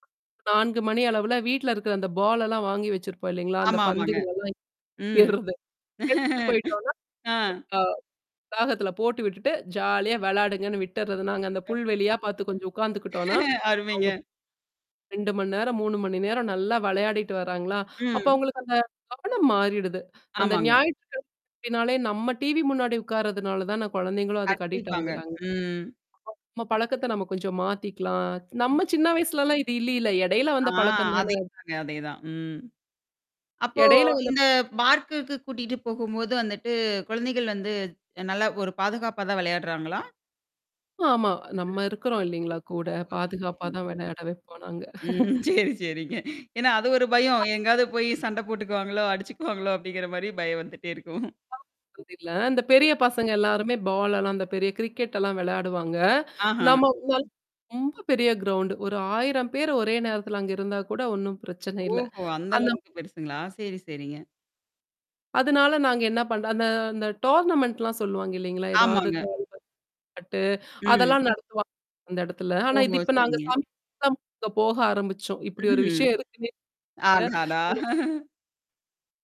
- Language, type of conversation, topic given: Tamil, podcast, குழந்தைகளின் திரை நேரத்திற்கு நீங்கள் எந்த விதிமுறைகள் வைத்திருக்கிறீர்கள்?
- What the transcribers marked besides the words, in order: in English: "பால்"; distorted speech; unintelligible speech; static; chuckle; unintelligible speech; chuckle; in English: "அடிக்ட்"; unintelligible speech; tapping; mechanical hum; unintelligible speech; laughing while speaking: "ம். சரி, சரிங்க. ஏன்னா அது … பயம் வந்துட்டே இருக்கும்"; chuckle; unintelligible speech; unintelligible speech; in English: "பால்"; unintelligible speech; in English: "கிரௌவுன்டு"; other background noise; in English: "டோர்னமெண்ட்லாம்"; unintelligible speech; unintelligible speech; laughing while speaking: "அடாடா!"; unintelligible speech